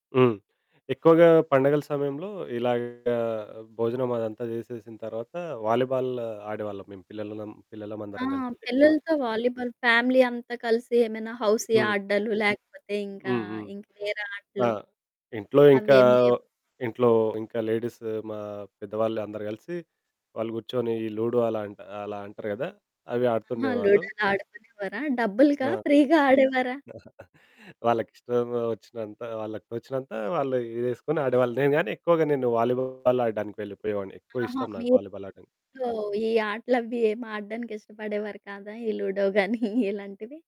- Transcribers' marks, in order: distorted speech; in English: "ఫ్యామిలీ"; other background noise; in English: "ఫ్రీ‌గా"; chuckle; laughing while speaking: "ఈ లూడో గానీ ఇలాంటివి?"
- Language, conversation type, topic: Telugu, podcast, పండుగల సమయంలో మీరు వినే పాటలు మీ అభిరుచులను ఎలా ప్రభావితం చేశాయి?